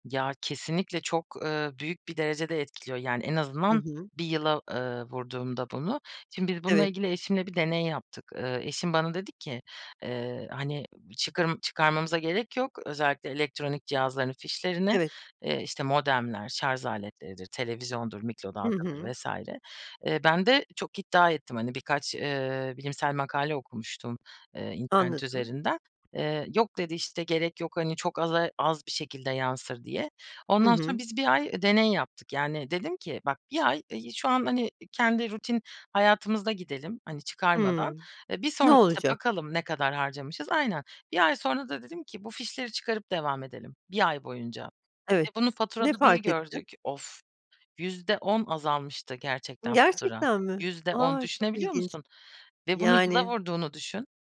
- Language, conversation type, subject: Turkish, podcast, Evde enerji tasarrufu için hemen uygulayabileceğimiz öneriler nelerdir?
- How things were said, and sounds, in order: other background noise